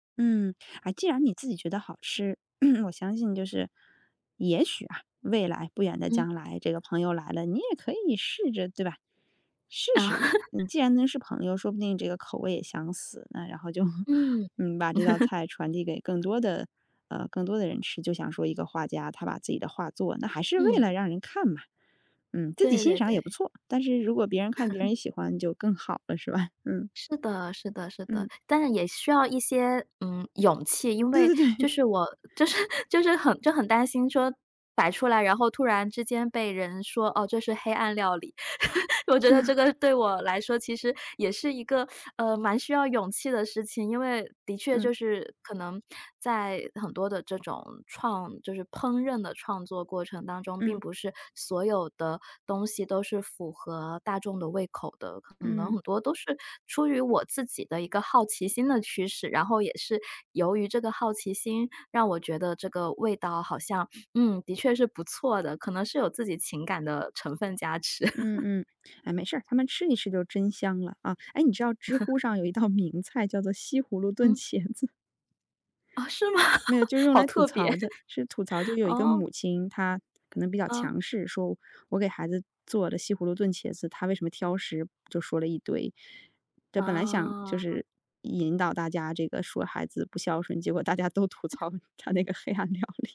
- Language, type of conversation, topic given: Chinese, podcast, 你会把烹饪当成一种创作吗？
- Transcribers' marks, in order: throat clearing; laugh; tapping; laugh; laugh; laughing while speaking: "是吧？"; chuckle; other background noise; laughing while speaking: "就是"; chuckle; laugh; laugh; laughing while speaking: "名菜"; laughing while speaking: "炖茄子？"; laughing while speaking: "吗？"; chuckle; laughing while speaking: "她那个黑暗料理"